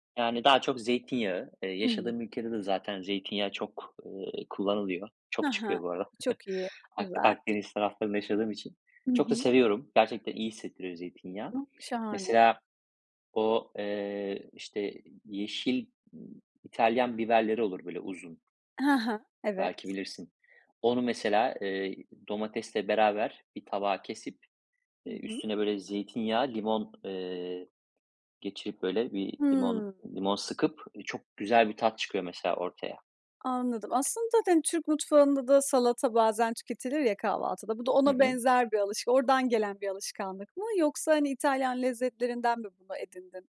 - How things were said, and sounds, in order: chuckle; other background noise; unintelligible speech; tapping
- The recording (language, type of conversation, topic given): Turkish, podcast, Kahvaltıda vazgeçemediğin şeyler neler ve neden?